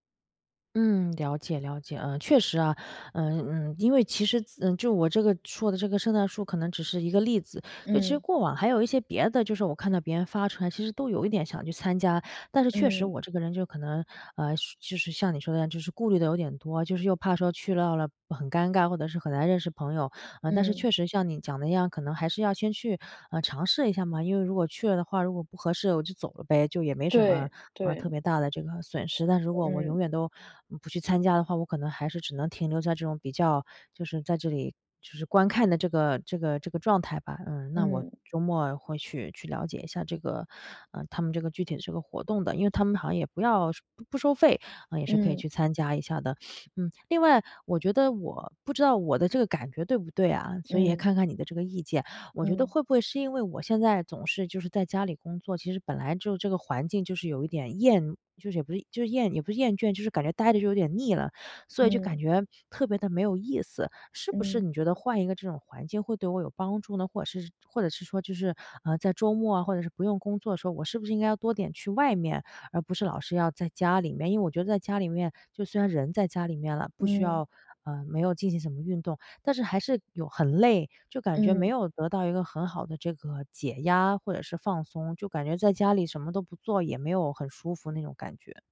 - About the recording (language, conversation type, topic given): Chinese, advice, 休闲时间总觉得无聊，我可以做些什么？
- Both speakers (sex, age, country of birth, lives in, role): female, 35-39, China, France, advisor; female, 35-39, China, United States, user
- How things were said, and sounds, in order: sniff